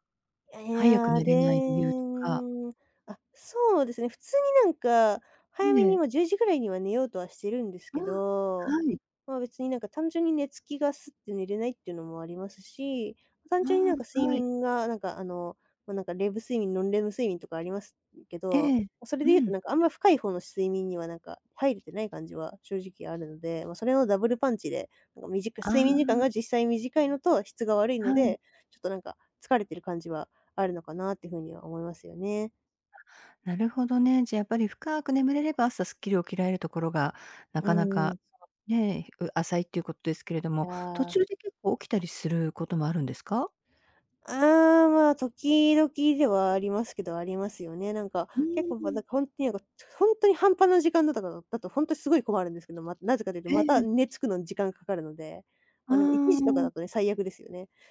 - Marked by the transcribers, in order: "レム" said as "レブ"; other background noise; unintelligible speech
- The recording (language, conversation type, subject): Japanese, advice, 仕事に行きたくない日が続くのに、理由がわからないのはなぜでしょうか？